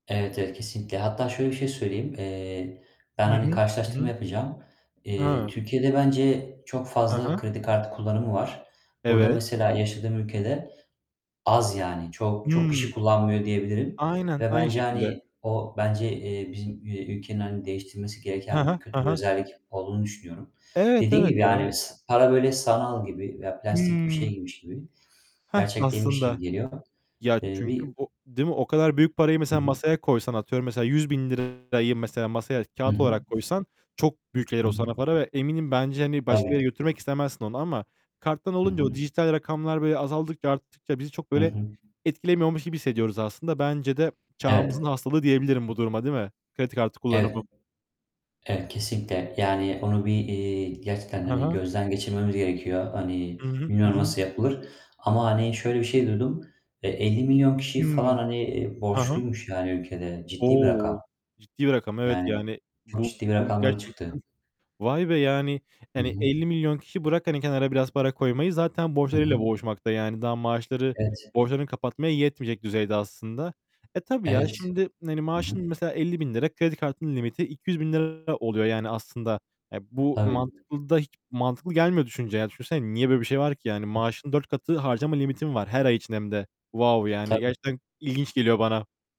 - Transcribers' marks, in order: other background noise; distorted speech; unintelligible speech; tapping; mechanical hum
- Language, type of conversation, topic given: Turkish, unstructured, Para biriktirmek neden size bu kadar zor geliyor?